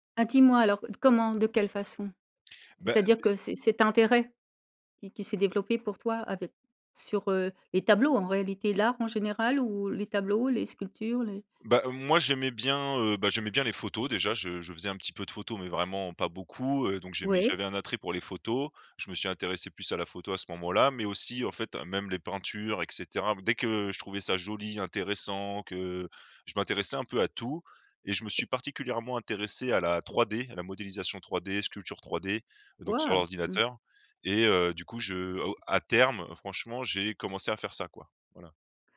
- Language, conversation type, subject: French, podcast, Qu’est-ce qui te calme le plus quand tu es stressé(e) ?
- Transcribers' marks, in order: other background noise